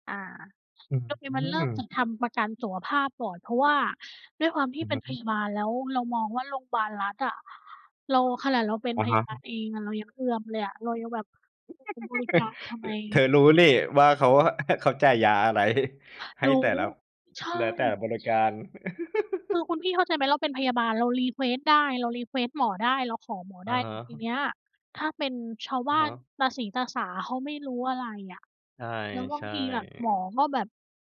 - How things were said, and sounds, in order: laugh; unintelligible speech; chuckle; laugh; in English: "รีเควสต์"; in English: "รีเควสต์"
- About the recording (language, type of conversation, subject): Thai, unstructured, เงินออมคืออะไร และทำไมเราควรเริ่มออมเงินตั้งแต่เด็ก?